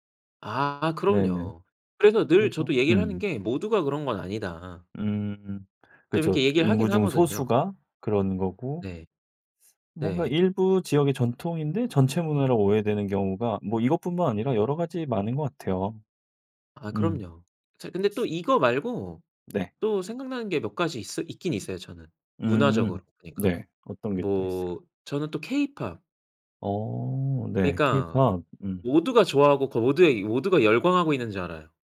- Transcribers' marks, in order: other background noise
- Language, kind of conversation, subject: Korean, podcast, 네 문화에 대해 사람들이 오해하는 점은 무엇인가요?